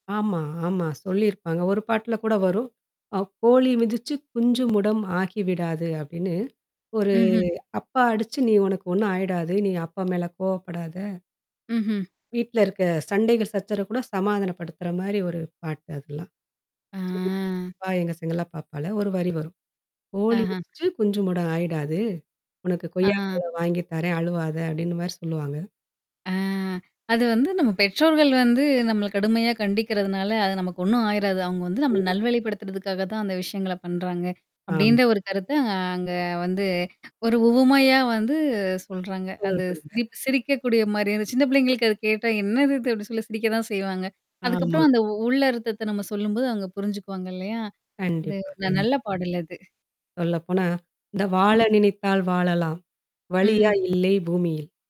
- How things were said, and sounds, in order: static; singing: "கோழி மிதிச்சு குஞ்சு முடம் ஆகிவிடாது"; distorted speech; drawn out: "ஆ"; singing: "கோழி மிதிச்சு குஞ்சு முடம் ஆயிடாது"; tapping; drawn out: "ஆ"; other background noise; singing: "வாழ நினைத்தால் வாழலாம் வழியா இல்லை பூமியில்"
- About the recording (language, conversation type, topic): Tamil, podcast, ஒரு பாடல் உங்கள் பழைய நினைவுகளை மீண்டும் எழுப்பும்போது, உங்களுக்கு என்ன உணர்வு ஏற்படுகிறது?